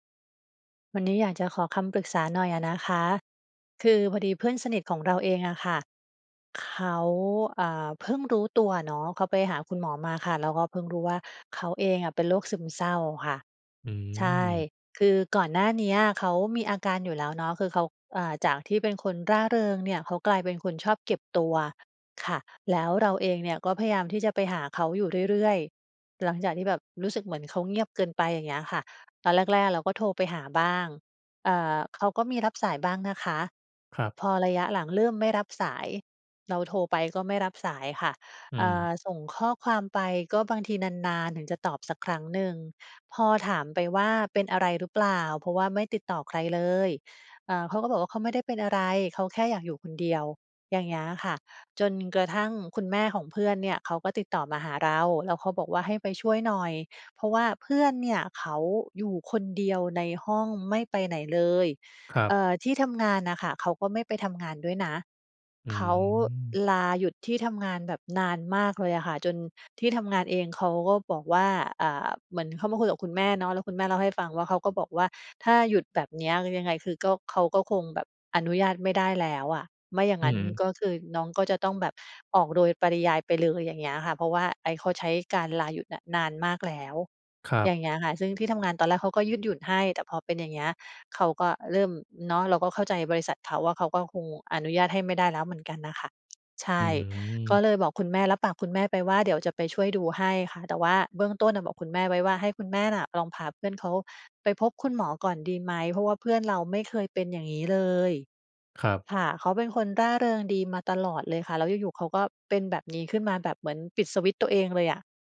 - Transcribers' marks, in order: other background noise
- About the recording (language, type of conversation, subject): Thai, advice, ฉันควรช่วยเพื่อนที่มีปัญหาสุขภาพจิตอย่างไรดี?